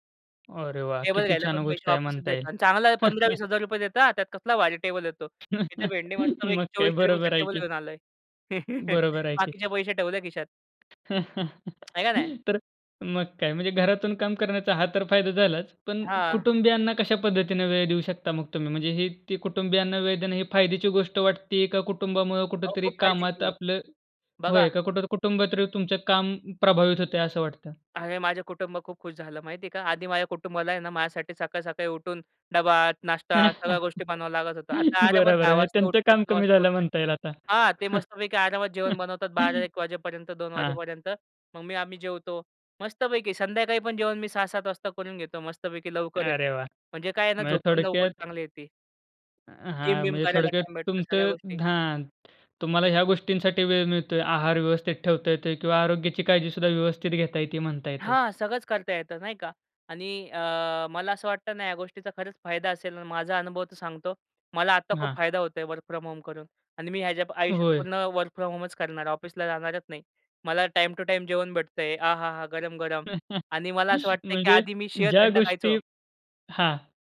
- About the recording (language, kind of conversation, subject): Marathi, podcast, भविष्यात कामाचा दिवस मुख्यतः ऑफिसमध्ये असेल की घरातून, तुमच्या अनुभवातून तुम्हाला काय वाटते?
- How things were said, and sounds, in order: other noise; chuckle; chuckle; laughing while speaking: "मग काय? बरोबर आहे की"; chuckle; laughing while speaking: "तर मग काय? म्हणजे घरातून काम करण्याचा हा तर फायदा झालाच"; chuckle; laughing while speaking: "बरोबर. म्हणजे त्यांचं काम कमी झालं म्हणता येईल आता"; chuckle; tapping; in English: "जिम"; in English: "वर्क फ्रॉम होम"; in English: "वर्क फ्रॉम होमचं"; in English: "टाईम टू टाईम"; joyful: "आहाहा! गरम-गरम"; laughing while speaking: "म्हणजे ज्या गोष्टी"